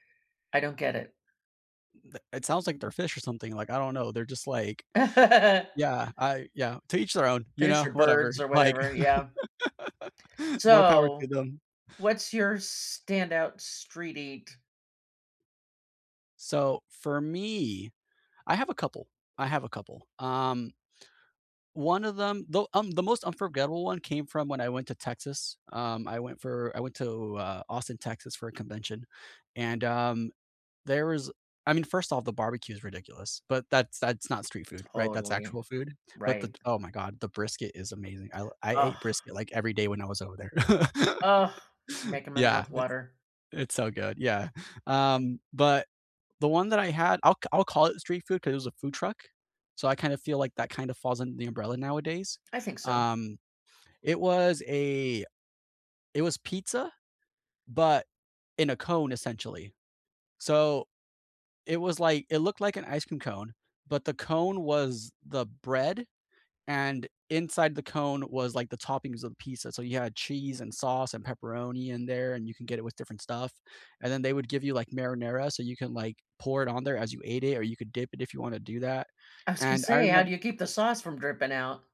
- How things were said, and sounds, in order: laugh; laughing while speaking: "like"; laugh; laugh
- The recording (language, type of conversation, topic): English, unstructured, What is the most unforgettable street food you discovered while traveling, and what made it special?
- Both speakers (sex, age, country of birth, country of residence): female, 60-64, United States, United States; male, 30-34, United States, United States